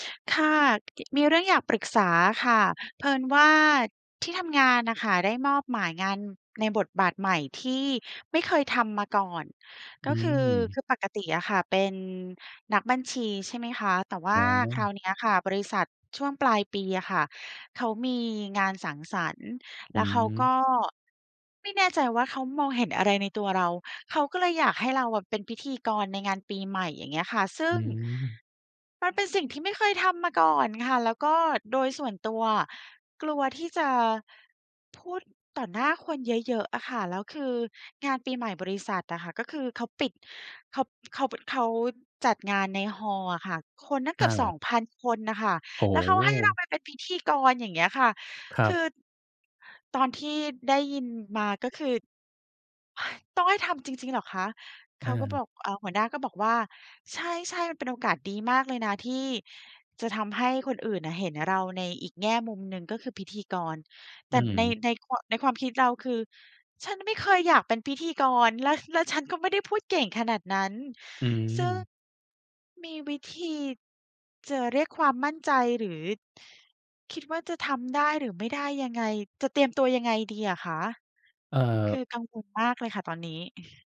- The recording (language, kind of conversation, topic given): Thai, advice, คุณรับมือกับการได้รับมอบหมายงานในบทบาทใหม่ที่ยังไม่คุ้นเคยอย่างไร?
- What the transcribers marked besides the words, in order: sigh; chuckle